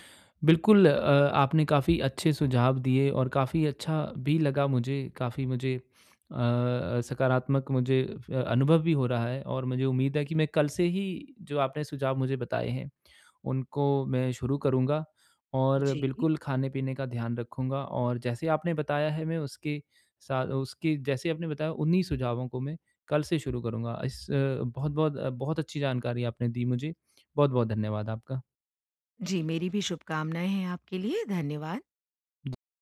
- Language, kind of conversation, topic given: Hindi, advice, भूख और लालच में अंतर कैसे पहचानूँ?
- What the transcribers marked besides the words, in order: none